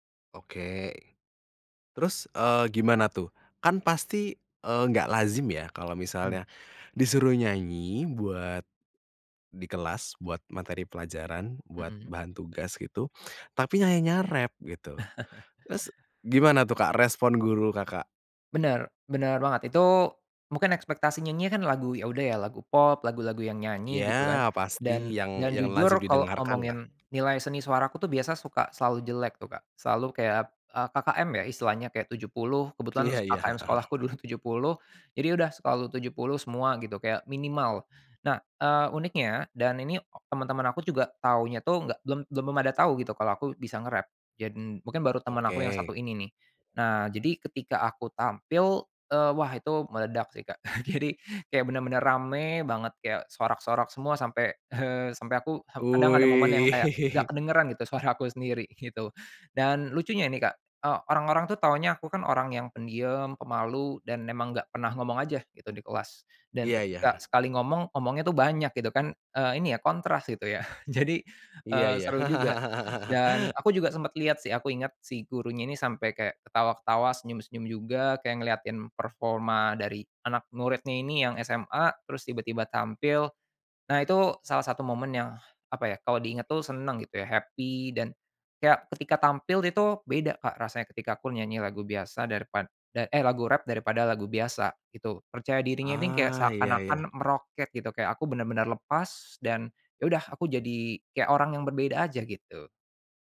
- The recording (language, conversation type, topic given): Indonesian, podcast, Lagu apa yang membuat kamu merasa seperti pulang atau merasa nyaman?
- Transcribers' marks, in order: chuckle; tapping; chuckle; laugh; other background noise; in English: "happy"